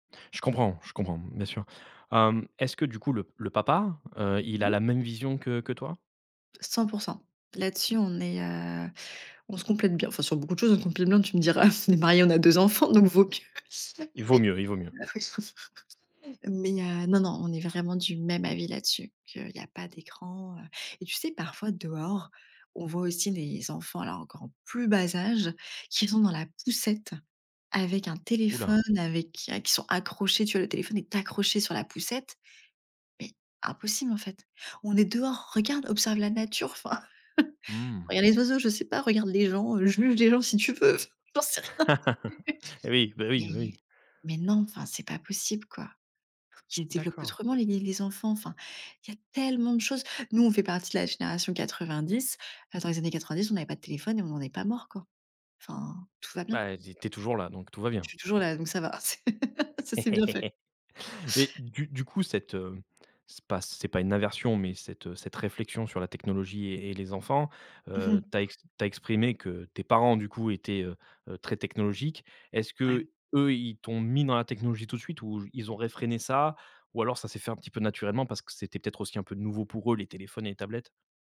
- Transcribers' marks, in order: chuckle; laughing while speaking: "donc vaut mieux !"; laugh; chuckle; laughing while speaking: "j'en sais rien"; laugh; stressed: "tellement"; laugh; other background noise; tapping
- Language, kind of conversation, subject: French, podcast, Comment la technologie transforme-t-elle les liens entre grands-parents et petits-enfants ?